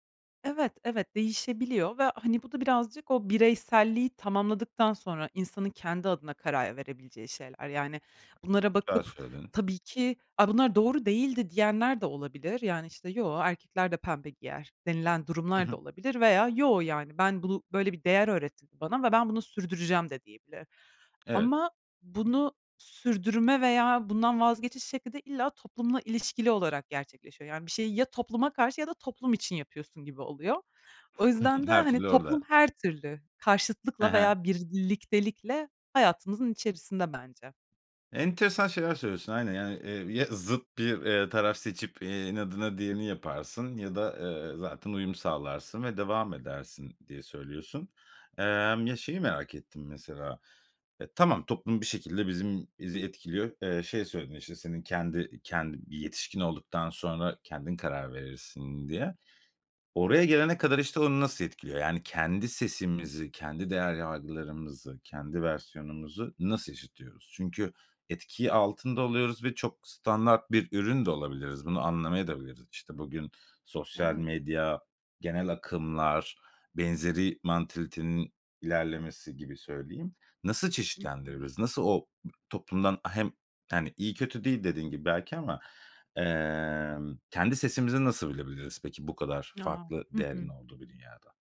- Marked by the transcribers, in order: other background noise
- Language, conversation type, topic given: Turkish, podcast, Başkalarının görüşleri senin kimliğini nasıl etkiler?